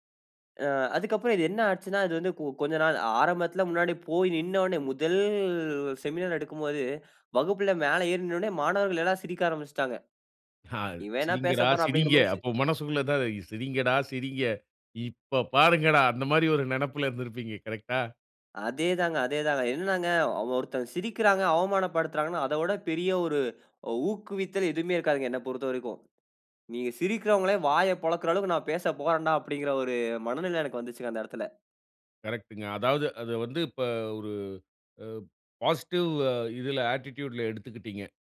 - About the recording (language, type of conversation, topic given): Tamil, podcast, பெரிய சவாலை எப்படி சமாளித்தீர்கள்?
- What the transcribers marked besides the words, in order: inhale; inhale; trusting: "நீங்க சிரிக்கிறவங்களே வாய பொளக்குற அளவுக்கு … வந்துச்சுங்க அந்த இடத்தில"; in English: "பாசிட்டிவ்"; in English: "ஆட்டிட்டியூட்‌ல"